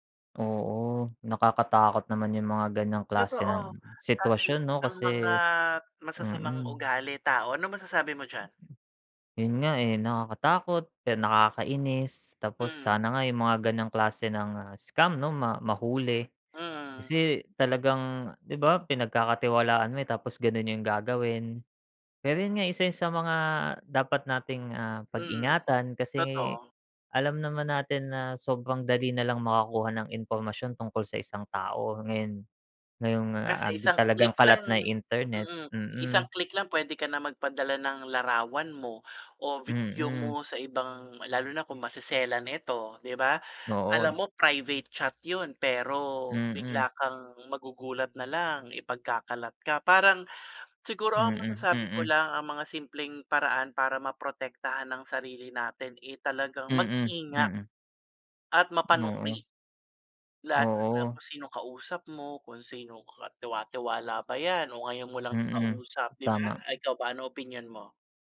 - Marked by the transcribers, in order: none
- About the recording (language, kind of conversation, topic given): Filipino, unstructured, Ano ang masasabi mo tungkol sa pagkapribado sa panahon ng internet?